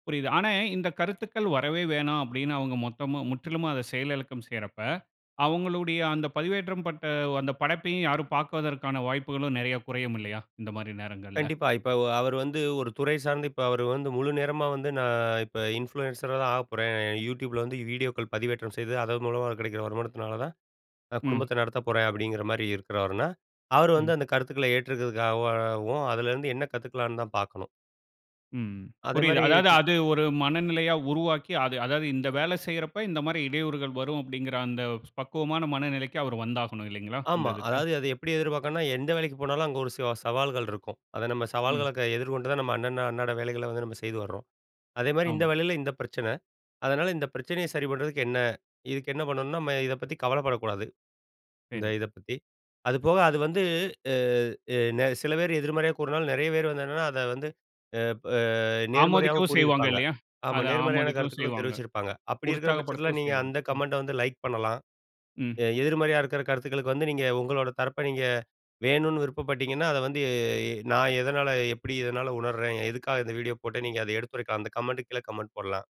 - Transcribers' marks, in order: "பாப்பதற்கான" said as "பாக்குவதற்கான"; in English: "இன்ஃப்ளூயன்சரா"
- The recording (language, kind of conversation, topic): Tamil, podcast, குறிப்புரைகள் மற்றும் கேலி/தொந்தரவு பதிவுகள் வந்தால் நீங்கள் எப்படி பதிலளிப்பீர்கள்?